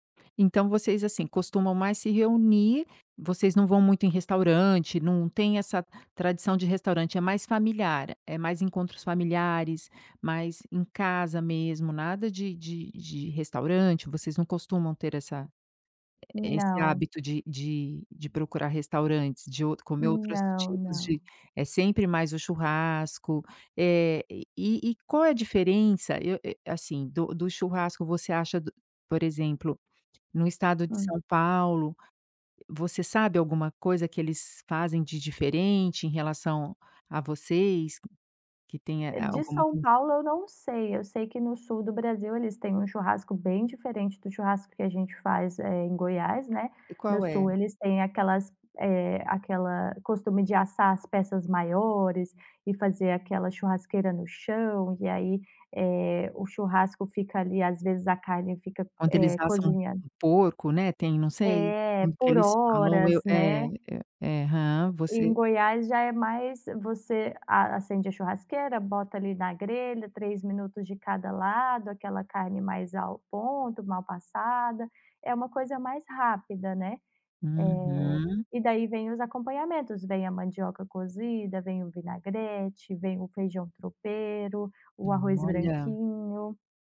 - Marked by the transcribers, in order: tapping
- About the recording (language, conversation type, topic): Portuguese, podcast, Qual é o papel da comida nas lembranças e nos encontros familiares?